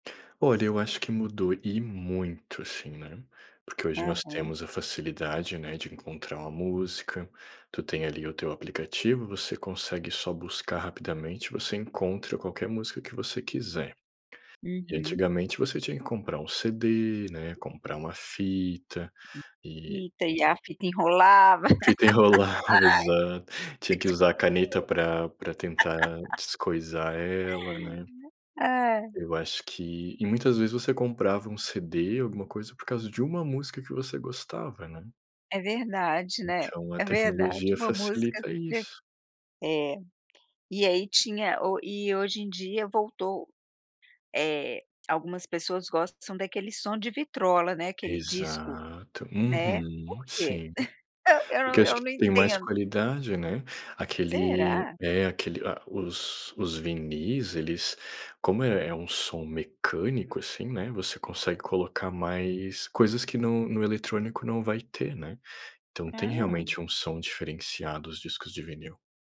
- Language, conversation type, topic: Portuguese, unstructured, Você prefere ouvir música ao vivo ou em plataformas digitais?
- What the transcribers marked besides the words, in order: tapping; other noise; laugh; laughing while speaking: "enrolava"; laugh; chuckle